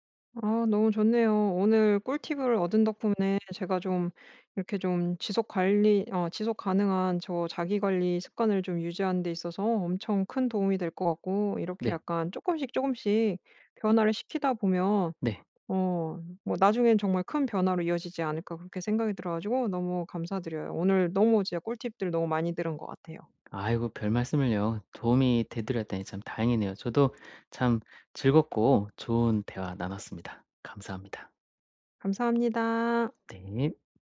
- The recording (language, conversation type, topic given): Korean, advice, 지속 가능한 자기관리 습관을 만들고 동기를 꾸준히 유지하려면 어떻게 해야 하나요?
- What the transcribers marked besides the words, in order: none